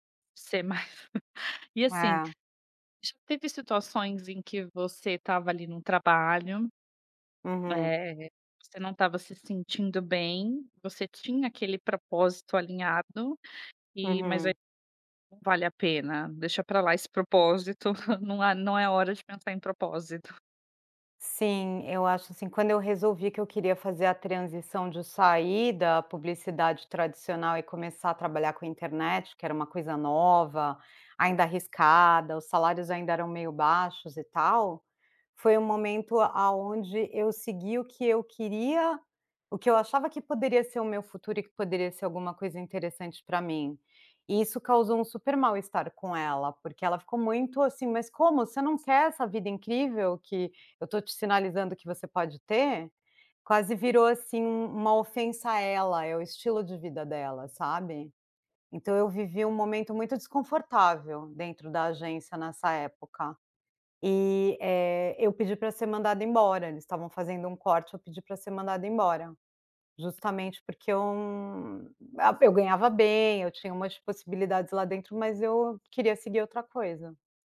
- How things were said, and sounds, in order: laughing while speaking: "mais"; other background noise; chuckle; tapping
- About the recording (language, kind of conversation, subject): Portuguese, podcast, Como você concilia trabalho e propósito?